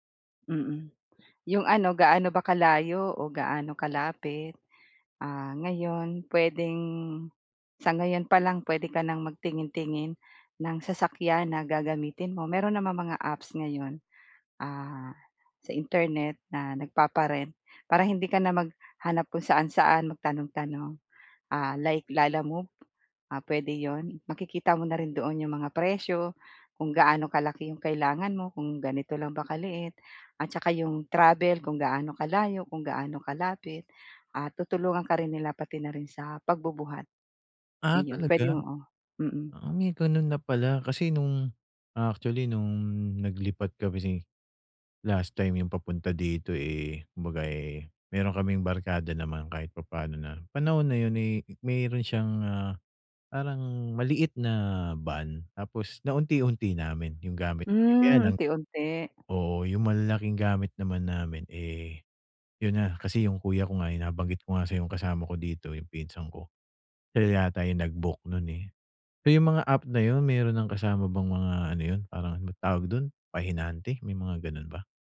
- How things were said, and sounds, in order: none
- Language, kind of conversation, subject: Filipino, advice, Paano ko maayos na maaayos at maiimpake ang mga gamit ko para sa paglipat?